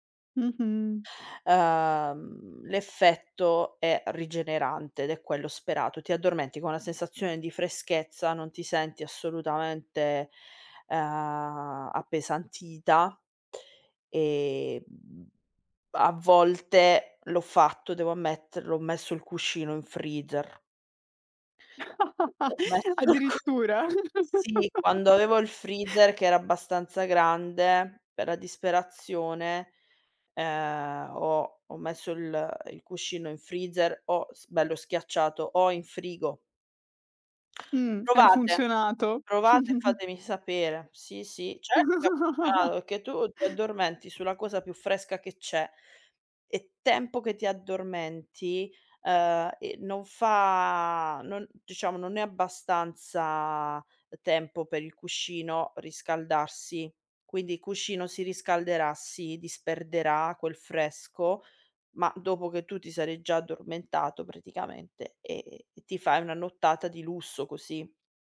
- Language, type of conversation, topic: Italian, podcast, Qual è un rito serale che ti rilassa prima di dormire?
- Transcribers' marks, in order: laugh; laughing while speaking: "il cu"; chuckle; other background noise; chuckle